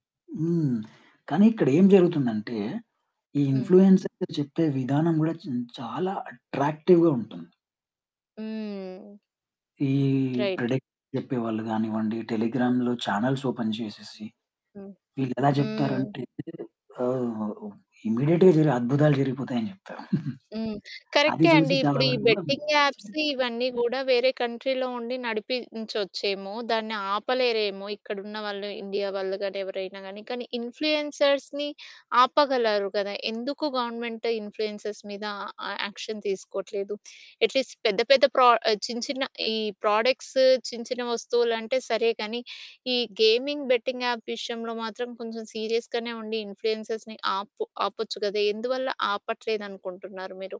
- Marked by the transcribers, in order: other background noise; distorted speech; in English: "ఇన్‌ఫ్లుయెన్సర్లు"; in English: "అట్రాక్టివ్‌గా"; drawn out: "హ్మ్"; in English: "ప్రెడిక్షన్"; in English: "రైట్"; in English: "టెలిగ్రామ్‌లో చానెల్స్ ఓపెన్"; in English: "ఇమ్మీడియేట్‌గా"; chuckle; in English: "బెట్టింగ్ యాప్స్"; in English: "కంట్రీ‌లో"; in English: "ఇన్‌ఫ్లుయెన్సర్స్‌ని"; in English: "గవర్నమెంట్ ఇన్‌ఫ్లుయెన్సర్స్"; in English: "యాక్షన్"; in English: "ఎట్లీస్ట్"; in English: "ప్రాడక్ట్స్"; in English: "గేమింగ్ బెట్టింగ్ యాప్"; in English: "సీరియస్‌గనే"; in English: "ఇన్‌ఫ్లుయెన్సర్‌ని"
- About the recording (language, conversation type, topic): Telugu, podcast, ఇన్ఫ్లువెన్సర్లు ఎక్కువగా నిజాన్ని చెబుతారా, లేక కేవలం ఆడంబరంగా చూపించడానికే మొగ్గు చూపుతారా?